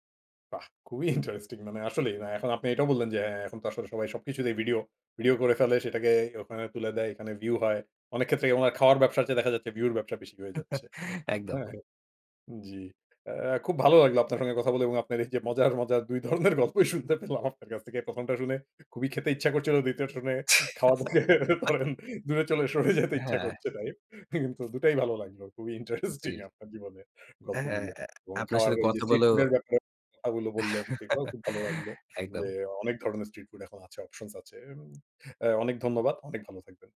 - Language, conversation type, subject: Bengali, podcast, রাস্তার কোনো খাবারের স্মৃতি কি আজও মনে আছে?
- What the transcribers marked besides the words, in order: laugh; laughing while speaking: "দুই ধরনের গল্পই শুনতে পেলাম আপনার কাছ থেকে"; laugh; laughing while speaking: "দ্বিতীয়টা শুনে খাওয়া ধরেন দূরে চলে সরে যেতে ইচ্ছা করছে তাই"; chuckle